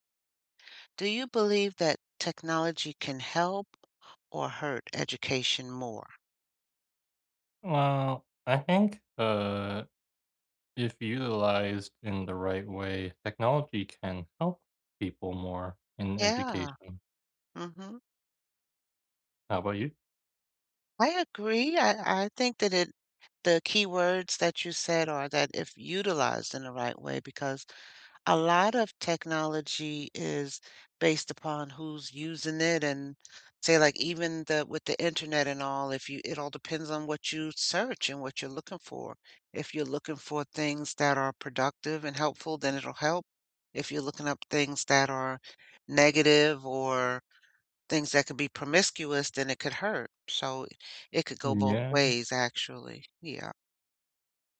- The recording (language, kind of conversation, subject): English, unstructured, Can technology help education more than it hurts it?
- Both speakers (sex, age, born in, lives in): female, 60-64, United States, United States; male, 25-29, United States, United States
- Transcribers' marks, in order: tapping